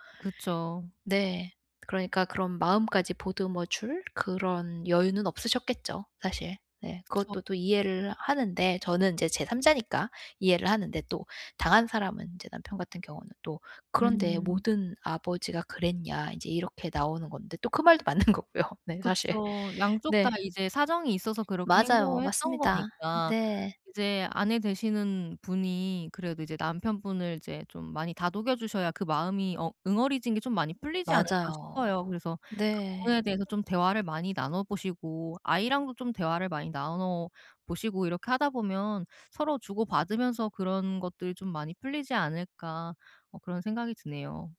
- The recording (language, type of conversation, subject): Korean, advice, 가족 모임에서 감정이 격해질 때 어떻게 평정을 유지할 수 있을까요?
- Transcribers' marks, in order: laughing while speaking: "맞는 거고요 네 사실"; lip smack